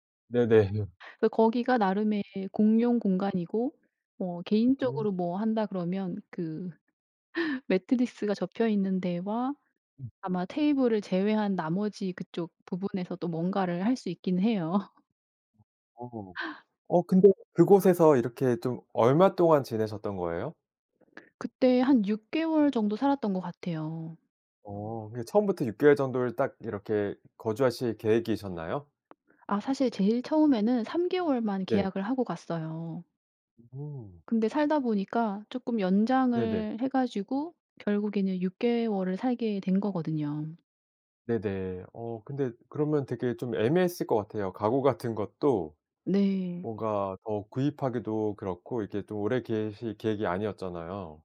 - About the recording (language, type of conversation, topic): Korean, podcast, 작은 집에서도 더 편하게 생활할 수 있는 팁이 있나요?
- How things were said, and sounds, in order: laugh; laugh; other street noise; other background noise